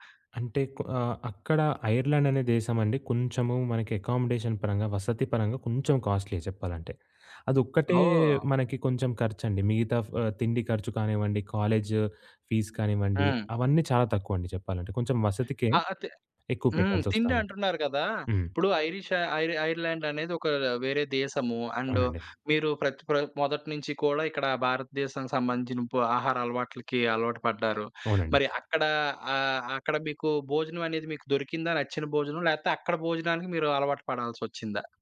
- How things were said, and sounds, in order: other background noise; in English: "అకమోడేషన్"; in English: "కాలేజ్ ఫీజ్"; in English: "అండ్"
- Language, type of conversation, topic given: Telugu, podcast, విదేశీ లేదా ఇతర నగరంలో పని చేయాలని అనిపిస్తే ముందుగా ఏం చేయాలి?